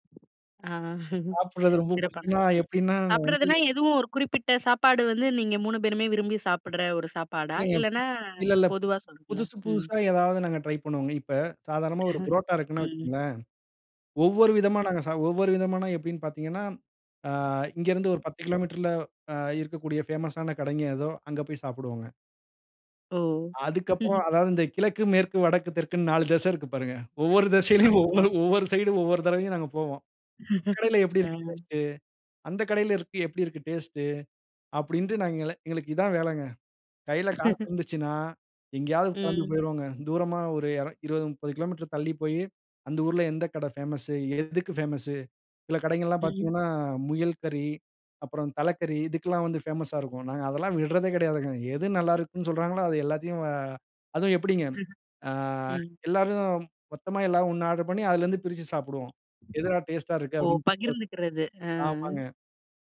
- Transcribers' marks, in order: wind; chuckle; other noise; other background noise; chuckle; chuckle; tapping; laughing while speaking: "திசையிலையும் ஒவ்வொரு ஒவ்வொரு சைடும்"; chuckle; laugh; chuckle; drawn out: "ஆ"; unintelligible speech
- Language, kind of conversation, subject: Tamil, podcast, காலத்தோடு மரம் போல வளர்ந்த உங்கள் நண்பர்களைப் பற்றி ஒரு கதை சொல்ல முடியுமா?